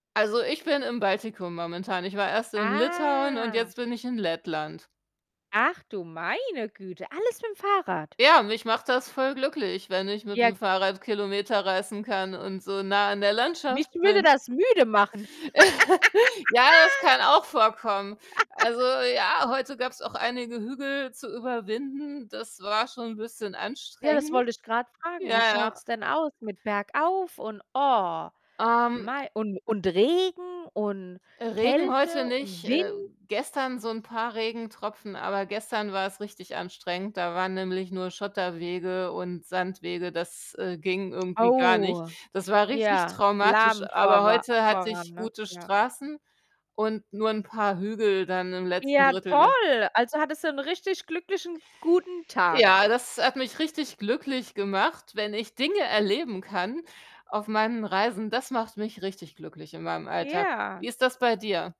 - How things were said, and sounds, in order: drawn out: "Ah"; anticipating: "alles mit'm Fahrrad?"; distorted speech; chuckle; laugh; drawn out: "Oh"
- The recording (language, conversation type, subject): German, unstructured, Was macht dich im Alltag glücklich?